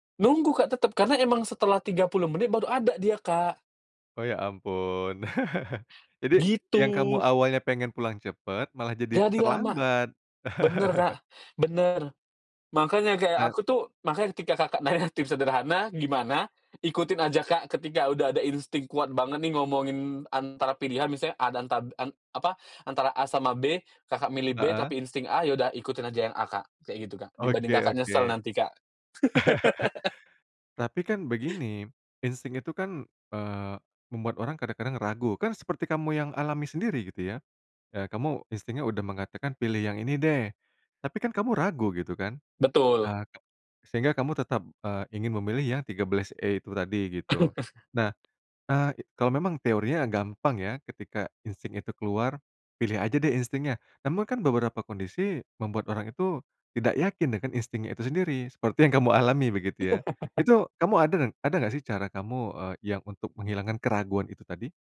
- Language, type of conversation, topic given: Indonesian, podcast, Apa tips sederhana agar kita lebih peka terhadap insting sendiri?
- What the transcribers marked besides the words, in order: chuckle; other background noise; chuckle; laughing while speaking: "nanya"; chuckle; laugh; chuckle; tapping; laughing while speaking: "kamu alami"; chuckle